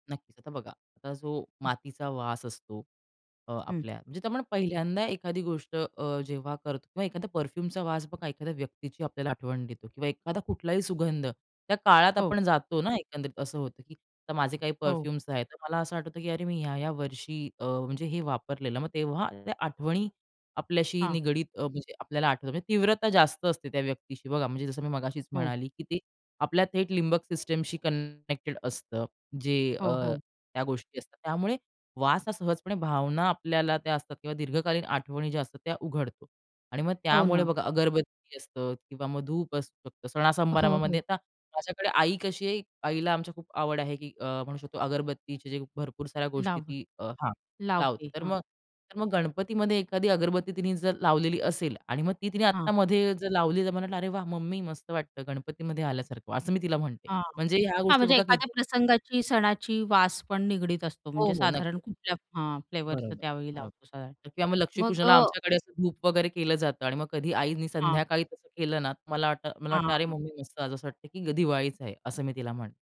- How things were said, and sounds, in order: in English: "परफ्यूमचा"; other background noise; in English: "परफ्यूम्स"; tapping; other noise; in English: "लिंबक सिस्टमशी कनेक्टेड"
- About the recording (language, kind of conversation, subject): Marathi, podcast, अचानक आलेल्या एखाद्या वासामुळे तुमची एखादी जुनी आठवण लगेच जागी होते का?